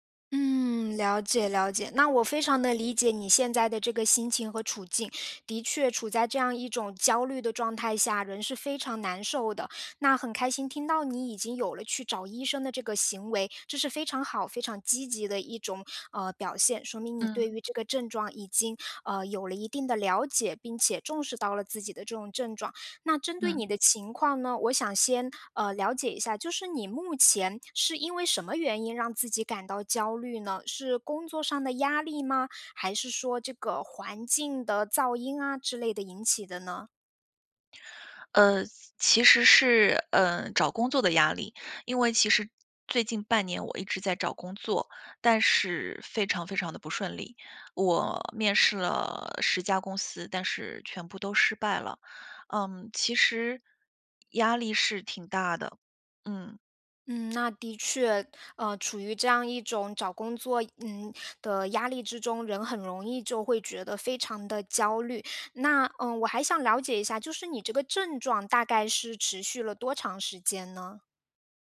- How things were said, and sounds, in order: other background noise
- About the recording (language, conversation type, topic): Chinese, advice, 如何快速缓解焦虑和恐慌？